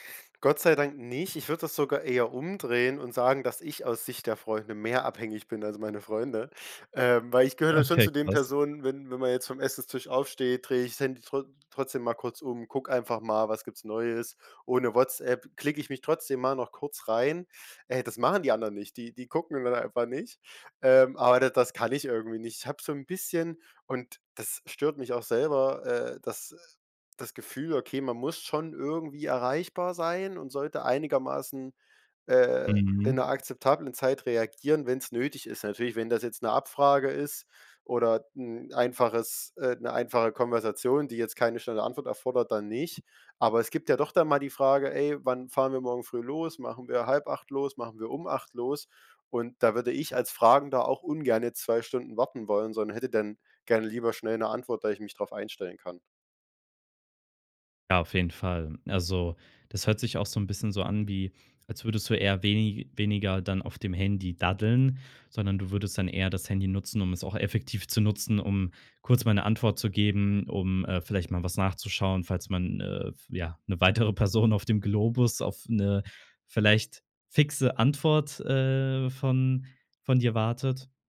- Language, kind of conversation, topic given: German, podcast, Wie ziehst du persönlich Grenzen bei der Smartphone-Nutzung?
- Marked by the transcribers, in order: laughing while speaking: "Person"